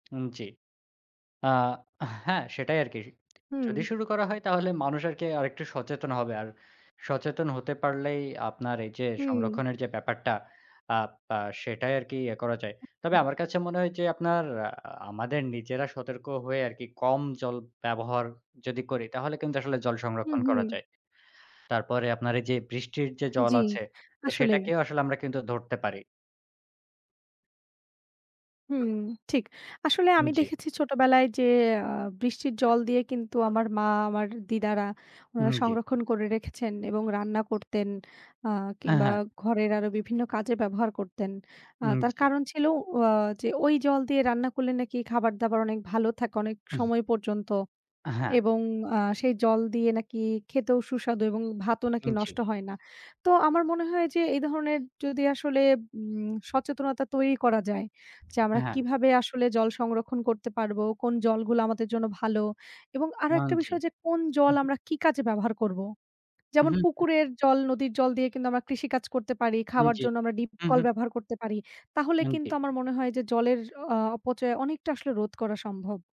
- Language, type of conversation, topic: Bengali, unstructured, আমরা কীভাবে জল সংরক্ষণ করতে পারি?
- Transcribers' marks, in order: other background noise; other noise